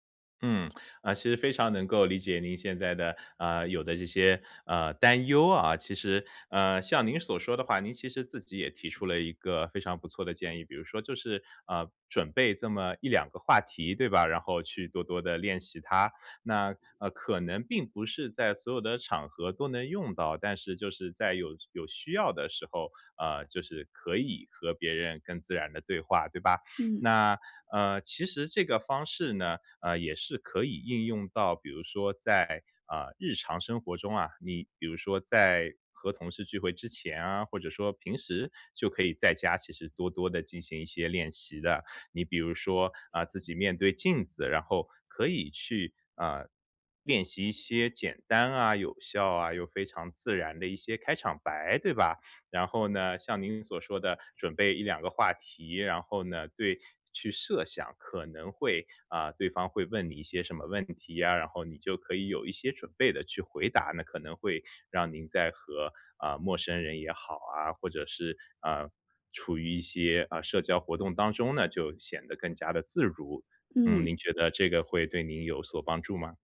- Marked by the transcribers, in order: none
- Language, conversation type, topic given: Chinese, advice, 我怎样才能在社交中不那么尴尬并增加互动？